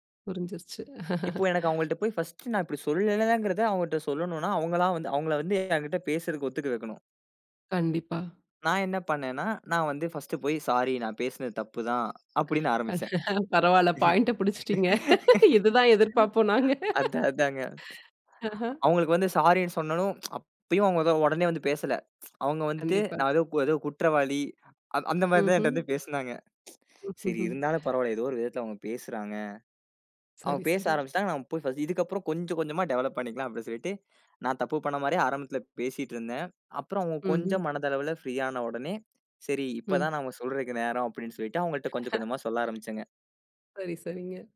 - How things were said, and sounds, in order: laugh; laugh; laughing while speaking: "இதுதான் எதிர்ப்பார்ப்போம், நாங்க. ஆஹ"; tsk; tsk; unintelligible speech; laugh
- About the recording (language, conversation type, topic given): Tamil, podcast, ஆன்லைனில் தவறாகப் புரிந்துகொள்ளப்பட்டால் நீங்கள் என்ன செய்வீர்கள்?